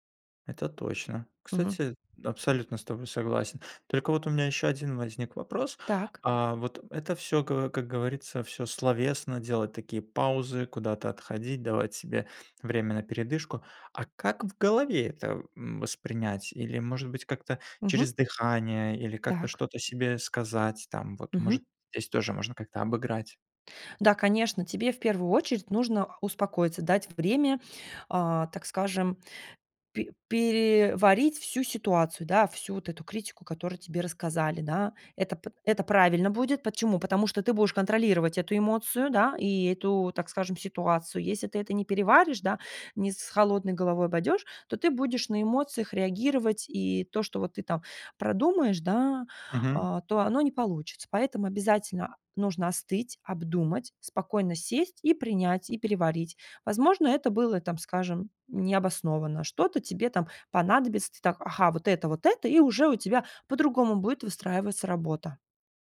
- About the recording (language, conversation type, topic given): Russian, advice, Почему мне трудно принимать критику?
- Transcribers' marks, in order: other noise; tapping; sniff; "пойдёшь" said as "бадёшь"